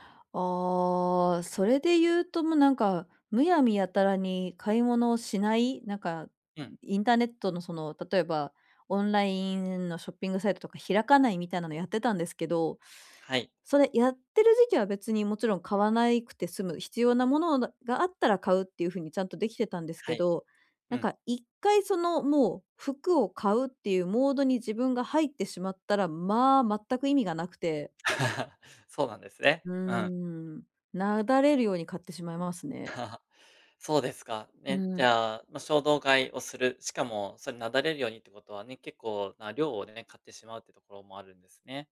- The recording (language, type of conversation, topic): Japanese, advice, 衝動買いを抑えるにはどうすればいいですか？
- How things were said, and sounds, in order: drawn out: "ああ"; chuckle; laugh